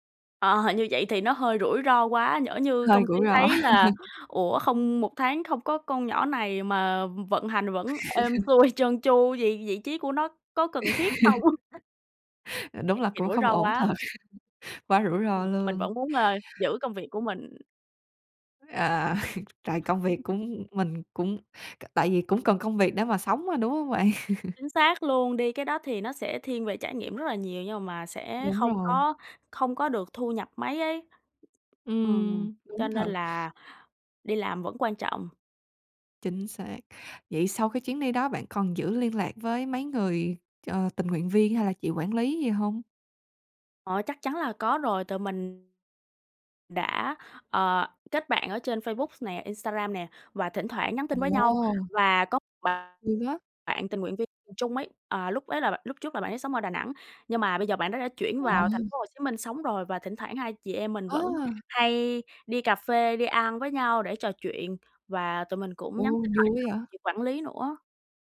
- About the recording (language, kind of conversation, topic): Vietnamese, podcast, Bạn từng được người lạ giúp đỡ như thế nào trong một chuyến đi?
- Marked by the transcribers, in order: laughing while speaking: "Ờ"; tapping; laugh; laugh; laughing while speaking: "xuôi"; laugh; other background noise; laugh; laughing while speaking: "thật"; laugh; chuckle; laugh